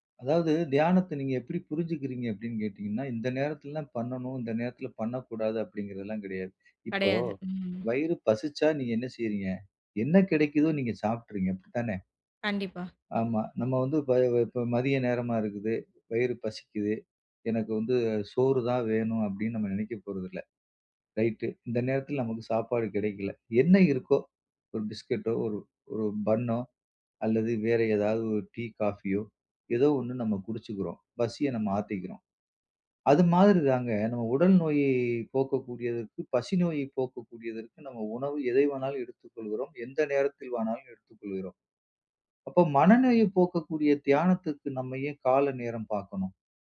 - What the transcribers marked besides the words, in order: other background noise; in English: "ரைட்"
- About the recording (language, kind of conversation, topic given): Tamil, podcast, நேரம் இல்லாத நாளில் எப்படி தியானம் செய்யலாம்?